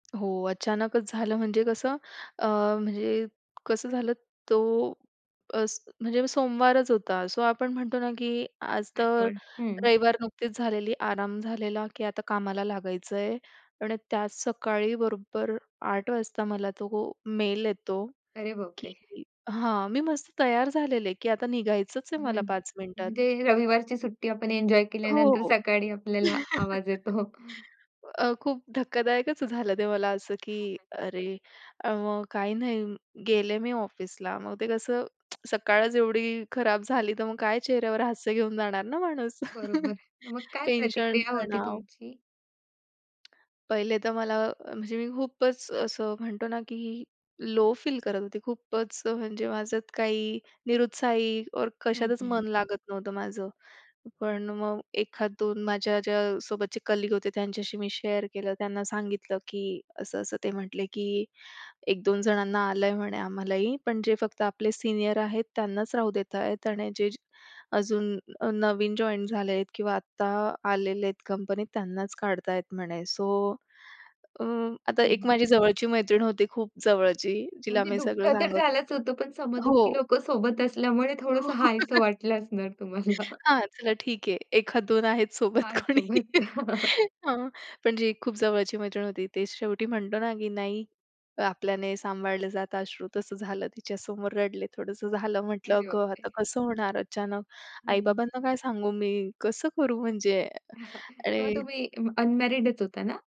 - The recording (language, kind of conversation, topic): Marathi, podcast, कधी तुमची नोकरी अचानक गेली तर तुम्ही काय केलंत?
- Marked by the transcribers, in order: tapping; laugh; chuckle; unintelligible speech; tsk; chuckle; other background noise; in English: "कलीग"; in English: "शेअर"; in English: "सो"; laugh; laughing while speaking: "तुम्हाला"; laugh; chuckle; chuckle; in English: "अनमॅरिडच"